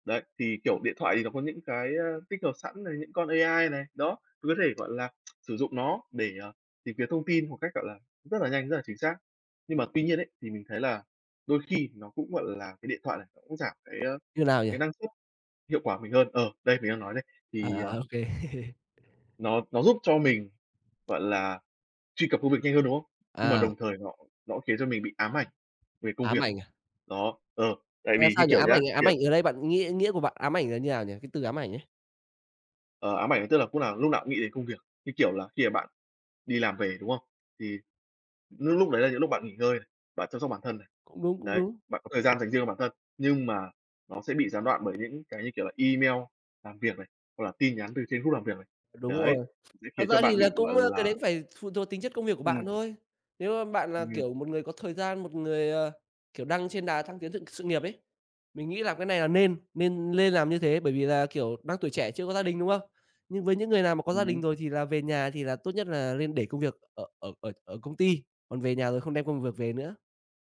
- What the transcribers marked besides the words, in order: tapping; other background noise; laugh; in English: "group"; "sự-" said as "thự"
- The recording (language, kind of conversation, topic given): Vietnamese, unstructured, Làm thế nào điện thoại thông minh ảnh hưởng đến cuộc sống hằng ngày của bạn?